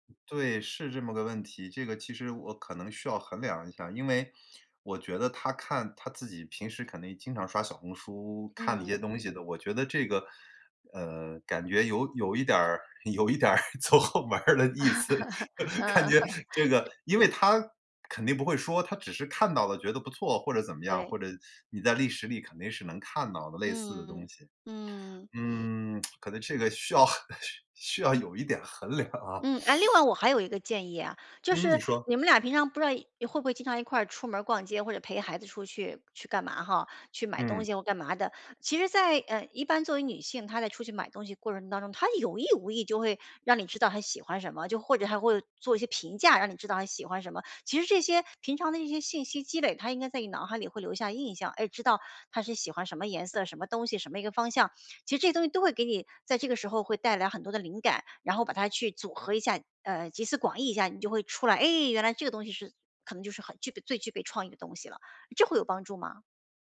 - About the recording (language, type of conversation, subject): Chinese, advice, 我该怎么挑选既合适又有意义的礼物？
- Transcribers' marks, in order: tapping; laughing while speaking: "走后门儿的意思，感觉这个"; laugh; tsk; laughing while speaking: "需要"; laughing while speaking: "量啊"